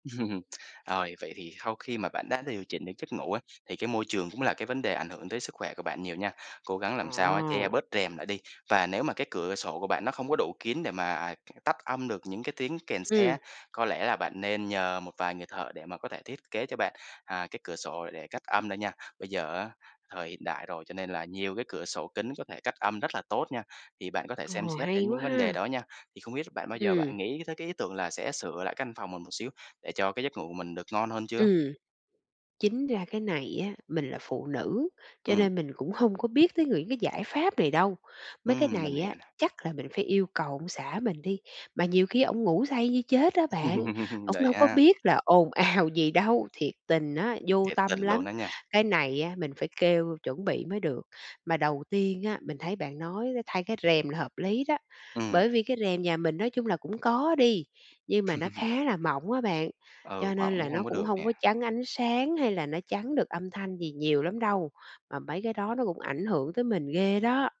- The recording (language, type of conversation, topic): Vietnamese, advice, Tôi nên làm gì để có thể dậy sớm hơn dù đang rất khó thay đổi thói quen?
- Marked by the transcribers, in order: laugh; tapping; laugh; laughing while speaking: "ào"; laugh